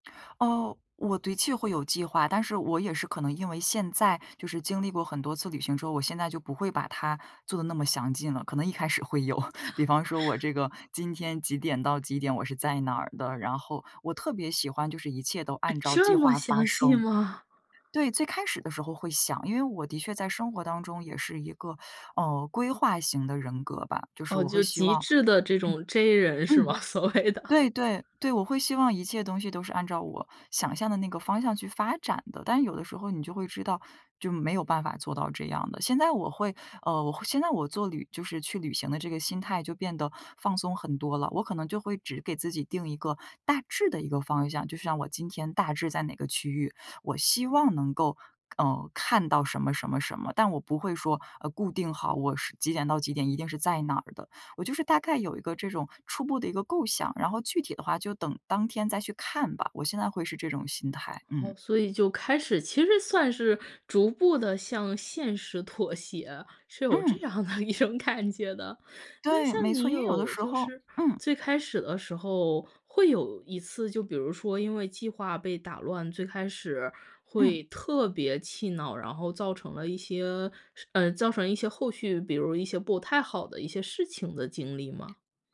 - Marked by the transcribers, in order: laughing while speaking: "会有"; surprised: "这么"; cough; laughing while speaking: "是吗？所谓的"; laugh; stressed: "发展"; stressed: "大致"; laughing while speaking: "的一种感觉的"; stressed: "特别"
- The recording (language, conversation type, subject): Chinese, podcast, 你在旅行中学会的最实用技能是什么？